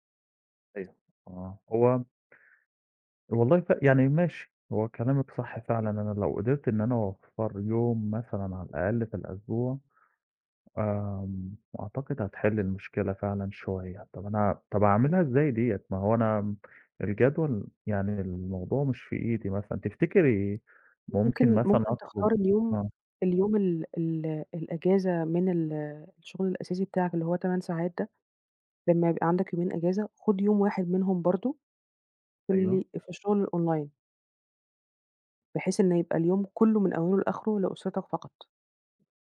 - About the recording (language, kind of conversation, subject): Arabic, advice, إزاي شغلك بيأثر على وقت الأسرة عندك؟
- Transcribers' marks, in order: in English: "الOnline"